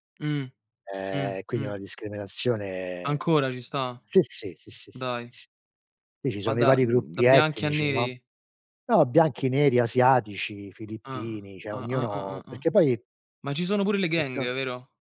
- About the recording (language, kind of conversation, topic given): Italian, unstructured, Perché pensi che nella società ci siano ancora tante discriminazioni?
- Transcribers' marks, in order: drawn out: "discriminazione"; tapping; "cioè" said as "ceh"; other background noise; in English: "gang"